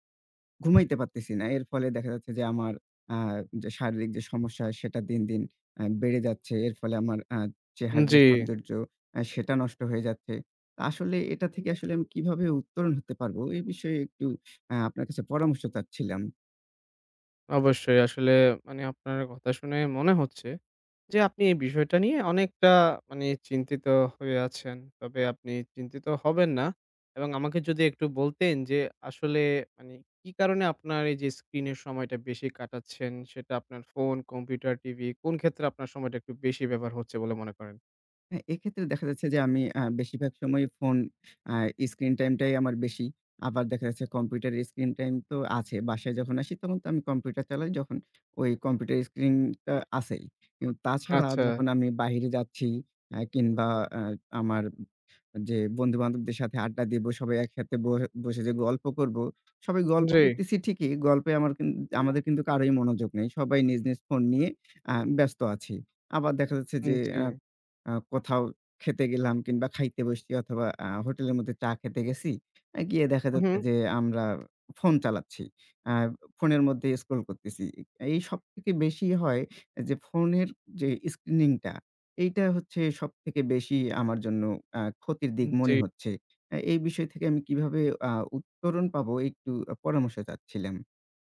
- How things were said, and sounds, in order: tapping; other background noise
- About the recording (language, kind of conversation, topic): Bengali, advice, আপনি কি স্ক্রিনে বেশি সময় কাটানোর কারণে রাতে ঠিকমতো বিশ্রাম নিতে সমস্যায় পড়ছেন?